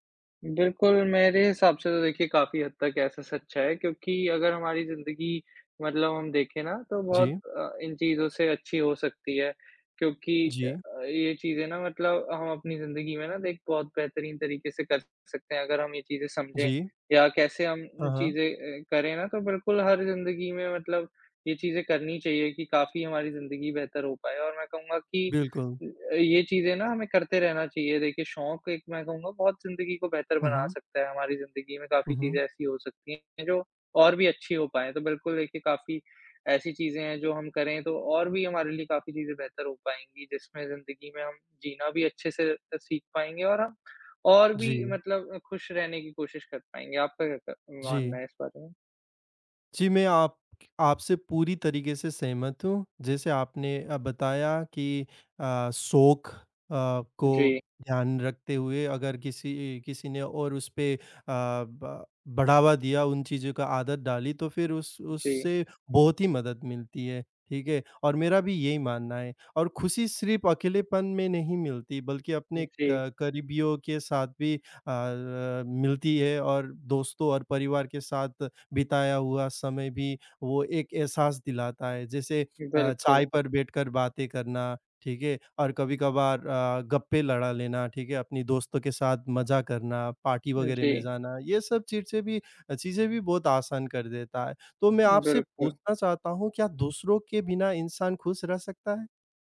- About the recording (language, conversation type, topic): Hindi, unstructured, खुशी पाने के लिए आप क्या करते हैं?
- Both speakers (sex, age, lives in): male, 25-29, Finland; male, 55-59, India
- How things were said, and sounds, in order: in English: "पार्टी"